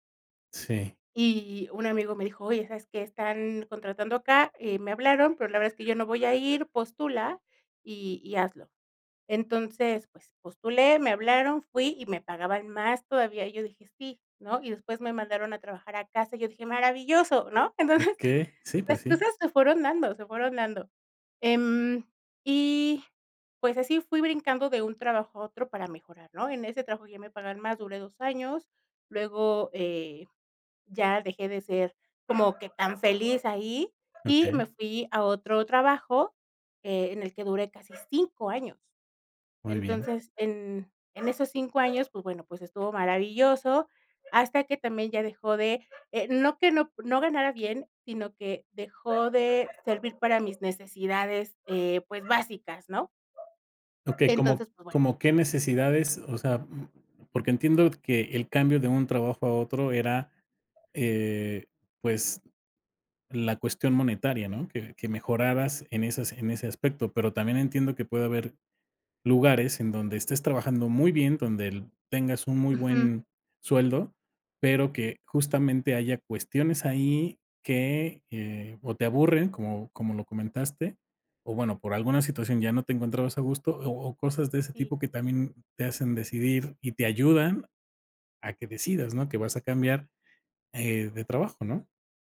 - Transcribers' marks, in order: laughing while speaking: "Entonces"; dog barking
- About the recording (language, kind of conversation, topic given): Spanish, podcast, ¿Qué te ayuda a decidir dejar un trabajo estable?